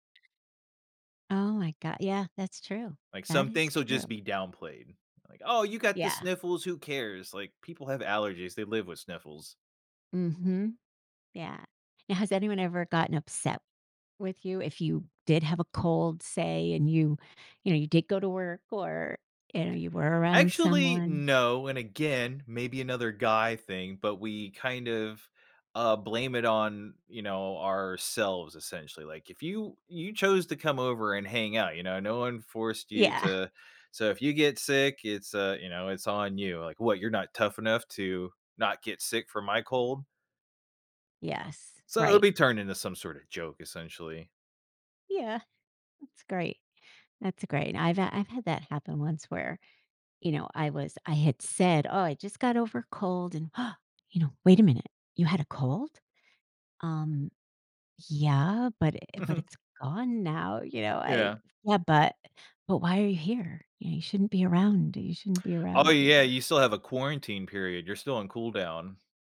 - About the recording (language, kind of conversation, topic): English, unstructured, How should I decide who to tell when I'm sick?
- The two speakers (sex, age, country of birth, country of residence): female, 55-59, United States, United States; male, 35-39, United States, United States
- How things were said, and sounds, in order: other background noise; tapping; gasp